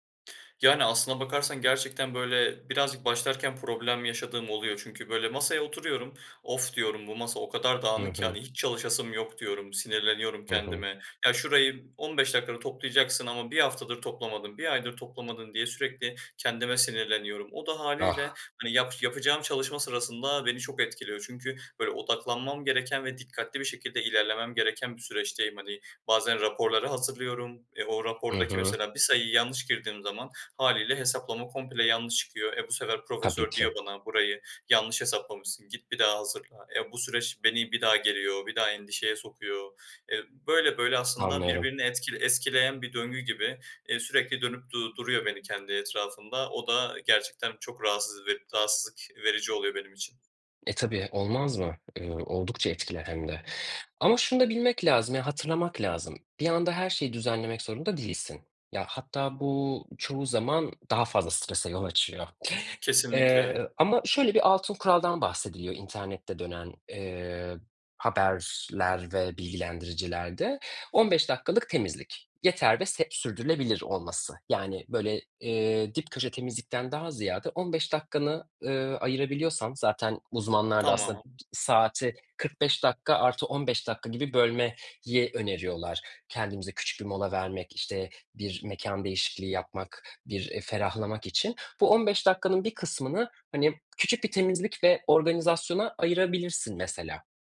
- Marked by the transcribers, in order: tapping; other background noise
- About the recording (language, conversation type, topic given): Turkish, advice, Çalışma alanının dağınıklığı dikkatini ne zaman ve nasıl dağıtıyor?